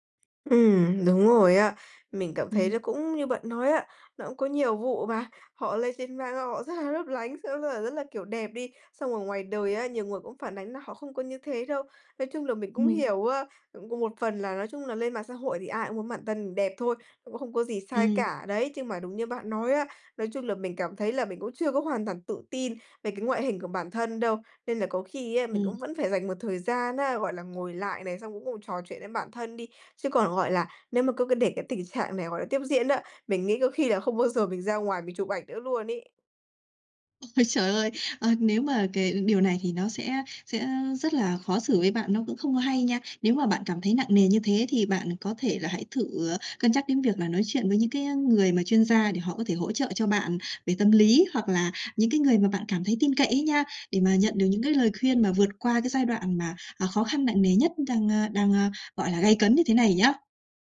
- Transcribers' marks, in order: tapping; other background noise
- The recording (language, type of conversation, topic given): Vietnamese, advice, Làm sao để bớt đau khổ khi hình ảnh của bạn trên mạng khác với con người thật?